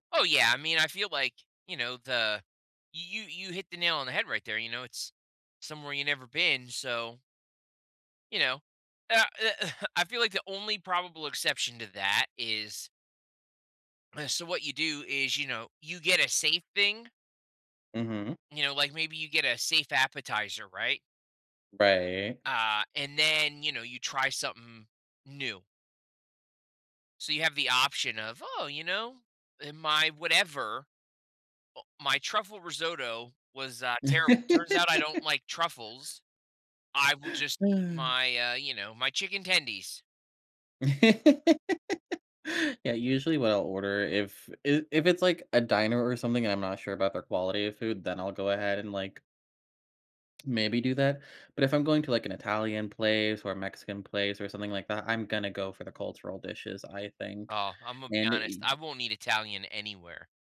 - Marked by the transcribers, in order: chuckle; throat clearing; laugh; sigh; laugh
- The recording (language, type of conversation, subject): English, unstructured, How should I split a single dessert or shared dishes with friends?